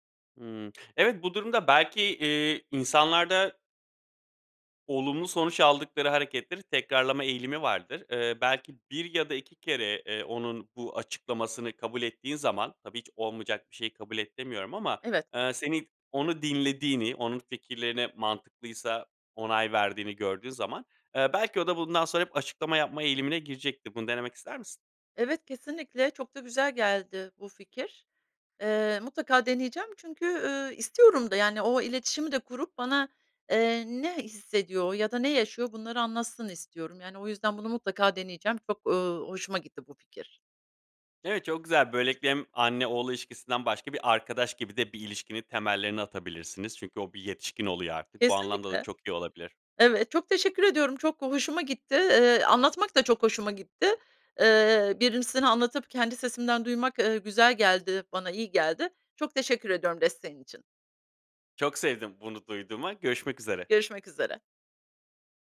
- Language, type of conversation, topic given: Turkish, advice, Evde çocuk olunca günlük düzeniniz nasıl tamamen değişiyor?
- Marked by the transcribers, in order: tapping; other background noise; "birisine" said as "Birimisine"